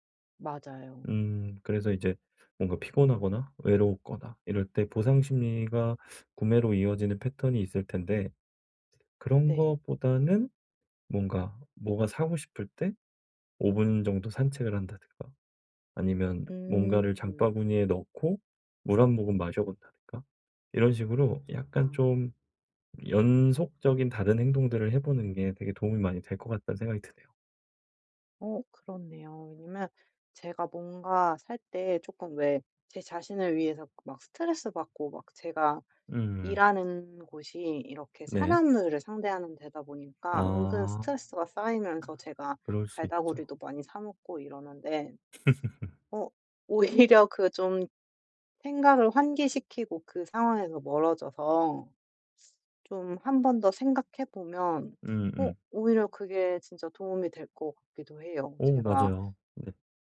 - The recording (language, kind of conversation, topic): Korean, advice, 일상에서 구매 습관을 어떻게 조절하고 꾸준히 유지할 수 있을까요?
- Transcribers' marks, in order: other background noise; gasp; laugh; laughing while speaking: "오히려"